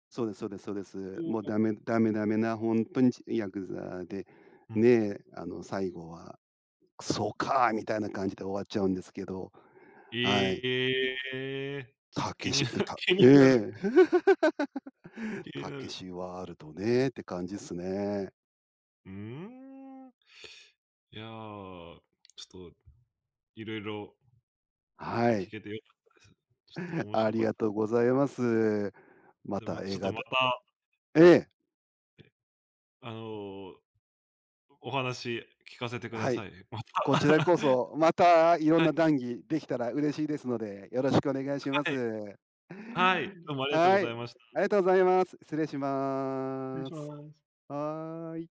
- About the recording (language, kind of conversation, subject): Japanese, podcast, 最近ハマっている映画はありますか？
- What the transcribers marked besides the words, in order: laughing while speaking: "気にな 気になる"; laugh; drawn out: "うん"; laughing while speaking: "また"; laugh; drawn out: "します"